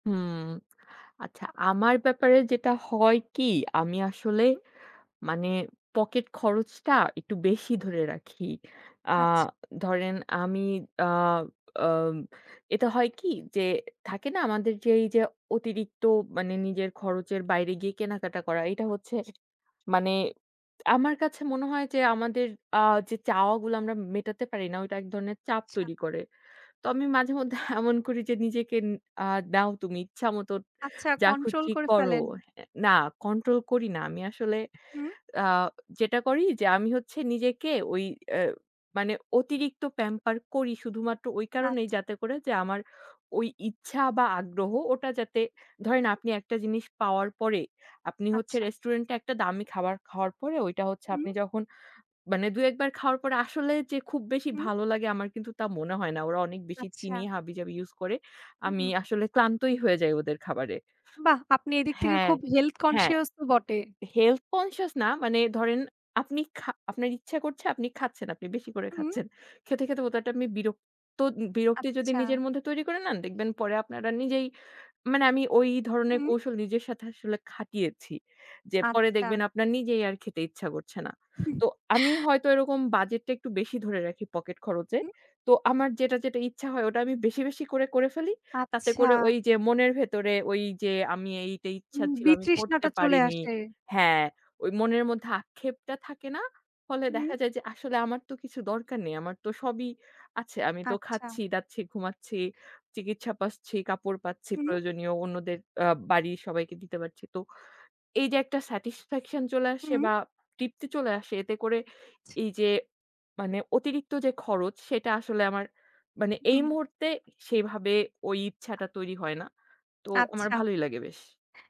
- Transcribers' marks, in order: fan; scoff; "মতোন" said as "মতোট"; in English: "প্যাম্পার"; tapping; in English: "Health conscious"; in English: "Health conscious"; "হটাৎ" said as "হোতাট"; in English: "স্যাটিসফ্যাকশন"; "আচ্ছা" said as "চ্ছি"
- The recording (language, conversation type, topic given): Bengali, unstructured, আপনি আপনার পকেট খরচ কীভাবে সামলান?
- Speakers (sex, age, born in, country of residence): female, 25-29, Bangladesh, Bangladesh; female, 25-29, Bangladesh, Bangladesh